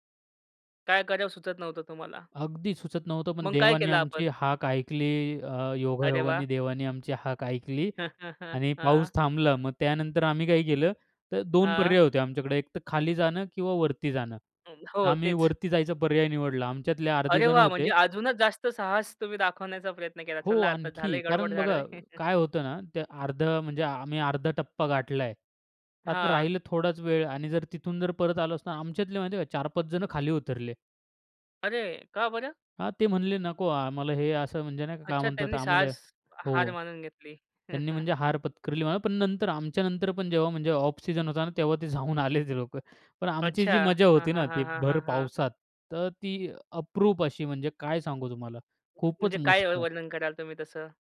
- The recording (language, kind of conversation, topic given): Marathi, podcast, साहसी छंद—उदा. ट्रेकिंग—तुम्हाला का आकर्षित करतात?
- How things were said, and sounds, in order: chuckle; other background noise; unintelligible speech; chuckle; chuckle; in English: "ऑफ सिजन"; laughing while speaking: "जाऊन आले ते लोक"